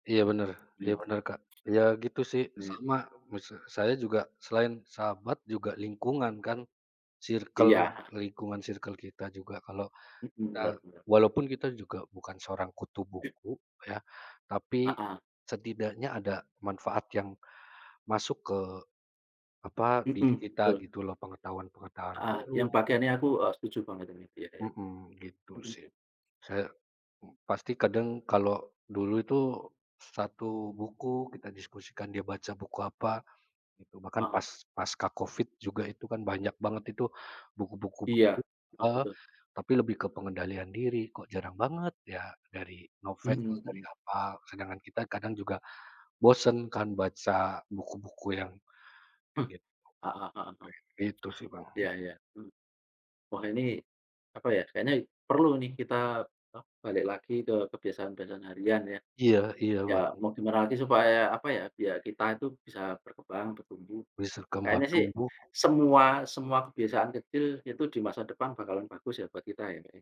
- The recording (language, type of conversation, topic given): Indonesian, unstructured, Kebiasaan harian apa yang paling membantu kamu berkembang?
- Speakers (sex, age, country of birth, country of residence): male, 30-34, Indonesia, Indonesia; male, 40-44, Indonesia, Indonesia
- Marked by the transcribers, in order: unintelligible speech; other background noise